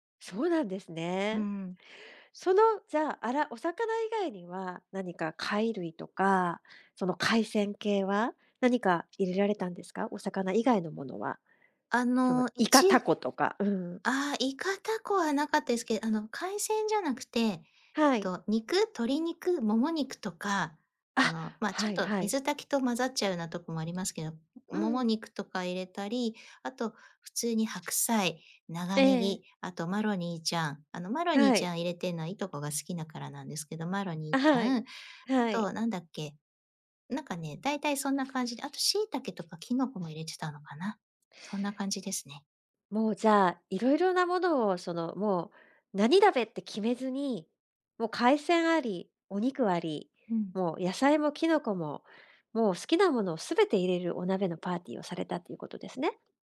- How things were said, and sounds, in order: other background noise
- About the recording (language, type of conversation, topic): Japanese, podcast, 家族や友人と一緒に過ごした特別な食事の思い出は何ですか？